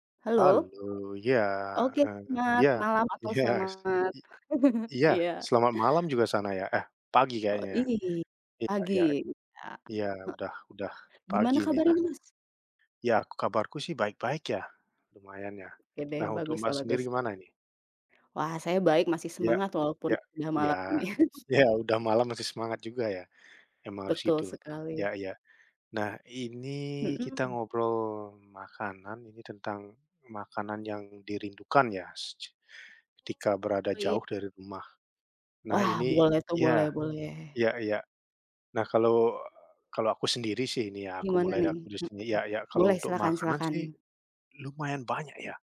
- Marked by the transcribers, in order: other background noise; laughing while speaking: "iya"; chuckle; laughing while speaking: "nih"; tapping
- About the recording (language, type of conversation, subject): Indonesian, unstructured, Makanan apa yang selalu kamu rindukan saat jauh dari rumah?